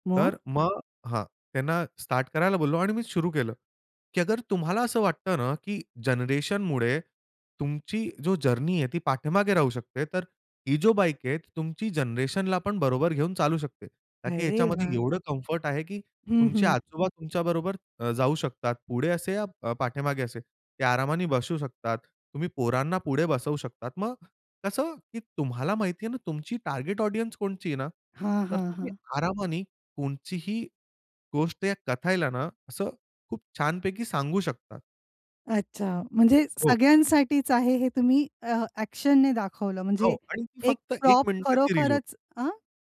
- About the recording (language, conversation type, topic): Marathi, podcast, कथा सांगताना ऐकणाऱ्याशी आत्मीय नातं कसं तयार करता?
- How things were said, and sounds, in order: in English: "जर्नी"; other noise; in English: "टार्गेट ऑडियन्स"; in English: "ॲक्शनने"; in English: "प्रॉप"